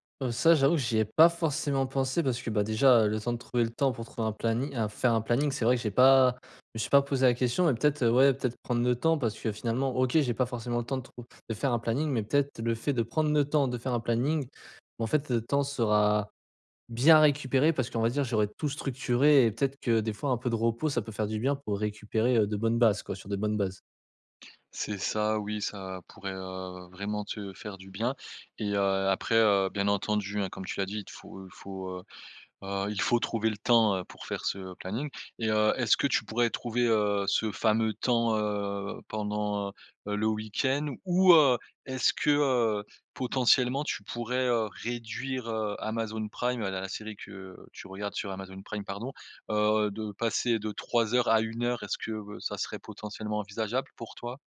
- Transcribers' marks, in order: other background noise
- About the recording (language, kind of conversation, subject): French, advice, Comment prévenir la fatigue mentale et le burn-out après de longues sessions de concentration ?